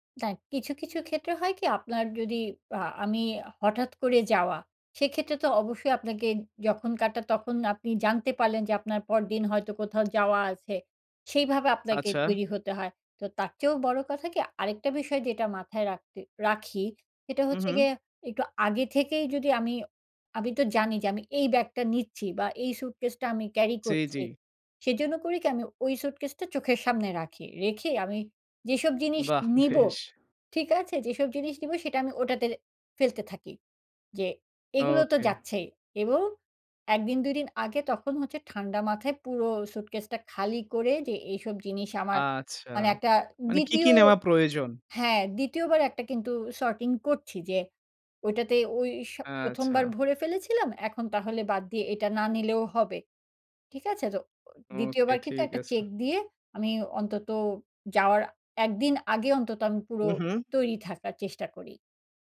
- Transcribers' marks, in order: other background noise; laughing while speaking: "বেশ"; in English: "সর্টিং"
- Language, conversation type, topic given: Bengali, podcast, ভ্রমণে তোমার সবচেয়ে বড় ভুলটা কী ছিল, আর সেখান থেকে তুমি কী শিখলে?